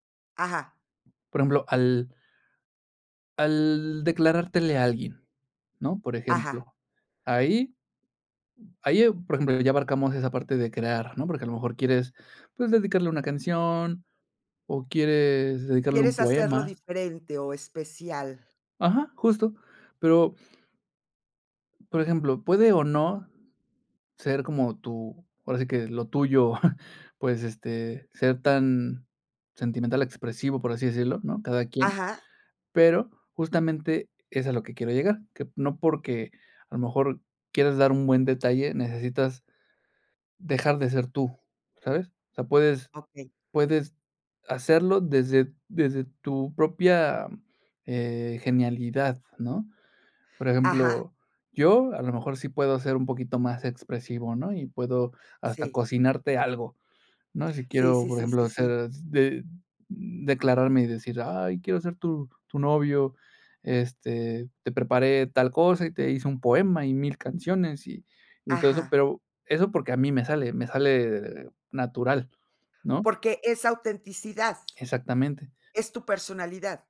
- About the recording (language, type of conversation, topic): Spanish, podcast, ¿Qué significa para ti ser auténtico al crear?
- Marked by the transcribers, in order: chuckle